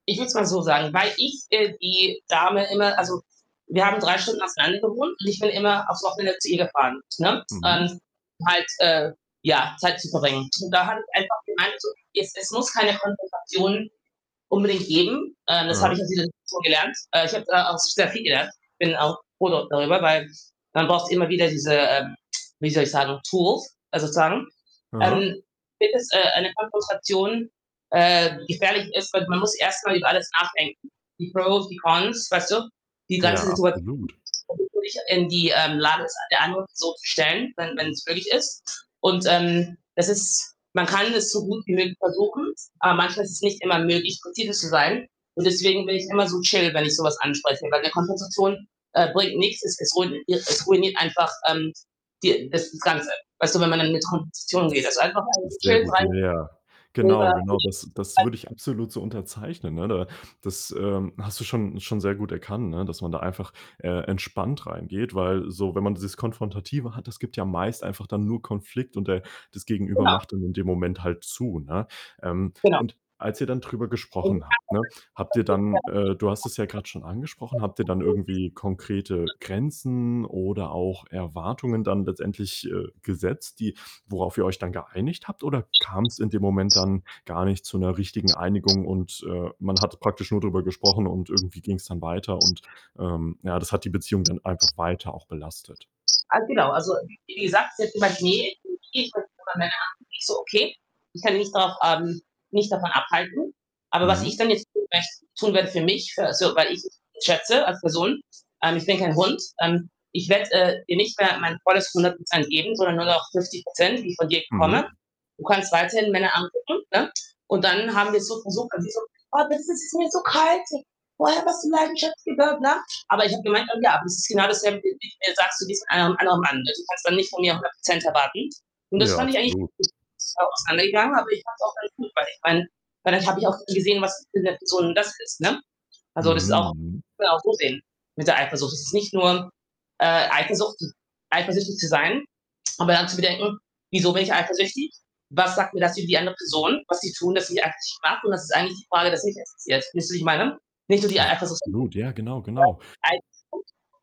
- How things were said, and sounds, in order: distorted speech; other background noise; tsk; in English: "Tools"; in English: "Pros"; in English: "Cons"; unintelligible speech; other noise; unintelligible speech; unintelligible speech; unintelligible speech; bird; unintelligible speech; unintelligible speech; put-on voice: "Oh, das ist mir zu kalt. Woher hast du ?"; unintelligible speech; unintelligible speech; unintelligible speech; unintelligible speech
- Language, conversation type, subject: German, advice, Wie kann ich mit Eifersuchtsgefühlen umgehen, die meine Beziehung belasten?